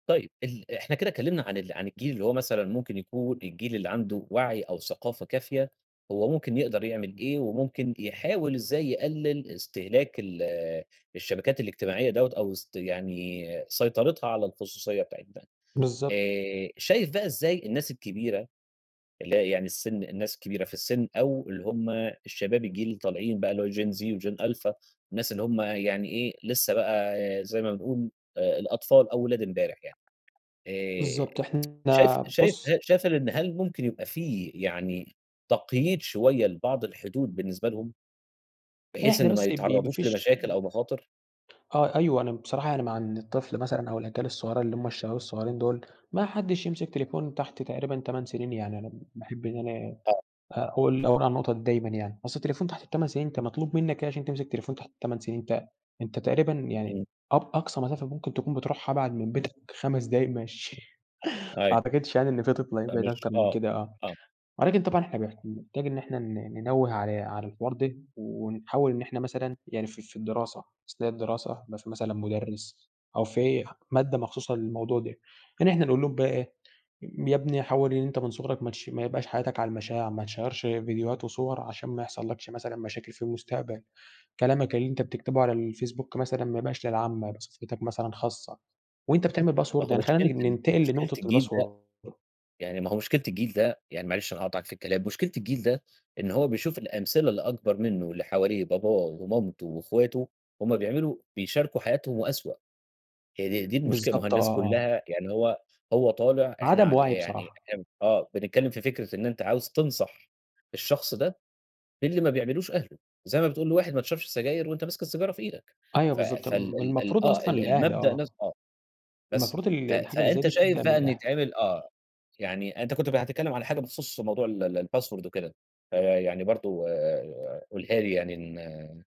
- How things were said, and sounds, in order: other background noise; in English: "gen Z، وgen alpha"; tapping; tsk; chuckle; in English: "تشيَّرش"; in English: "باسورد"; in English: "الباسورد"
- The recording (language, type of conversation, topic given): Arabic, podcast, إزاي بتحمي خصوصيتك على الشبكات الاجتماعية؟